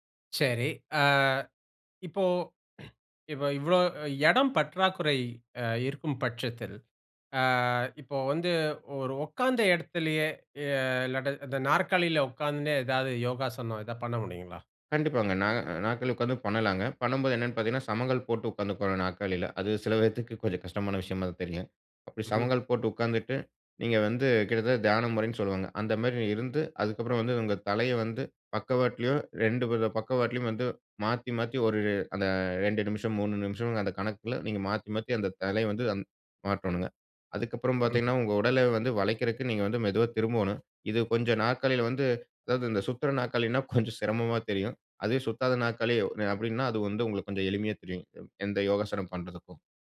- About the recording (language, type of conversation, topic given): Tamil, podcast, சிறிய வீடுகளில் இடத்தைச் சிக்கனமாகப் பயன்படுத்தி யோகா செய்ய என்னென்ன எளிய வழிகள் உள்ளன?
- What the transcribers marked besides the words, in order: throat clearing; "நாற்காலில" said as "நாக்காலில"; other background noise